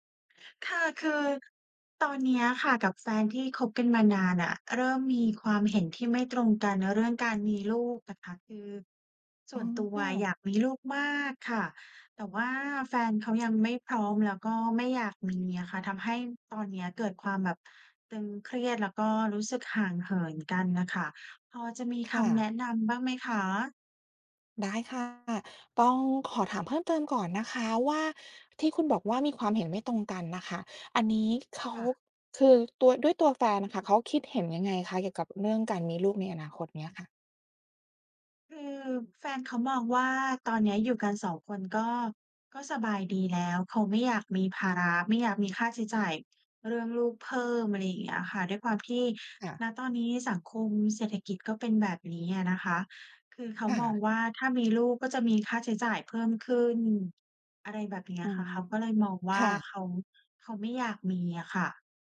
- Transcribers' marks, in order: tapping
- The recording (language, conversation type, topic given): Thai, advice, ไม่ตรงกันเรื่องการมีลูกทำให้ความสัมพันธ์ตึงเครียด